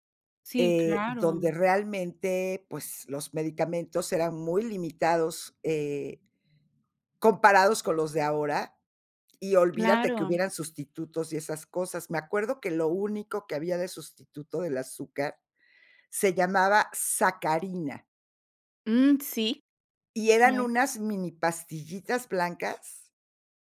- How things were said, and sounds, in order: tapping
- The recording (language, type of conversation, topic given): Spanish, podcast, ¿Cómo te organizas para comer más sano cada semana?